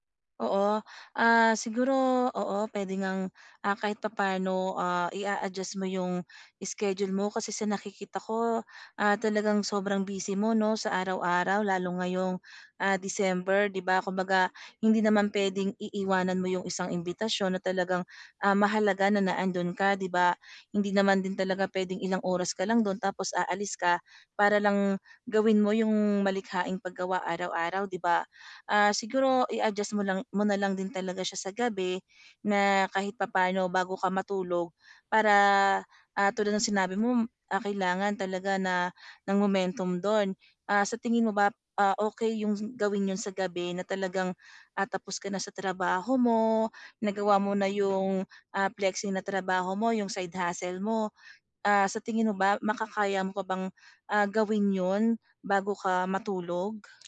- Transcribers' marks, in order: none
- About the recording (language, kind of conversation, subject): Filipino, advice, Paano ako makakapaglaan ng oras araw-araw para sa malikhaing gawain?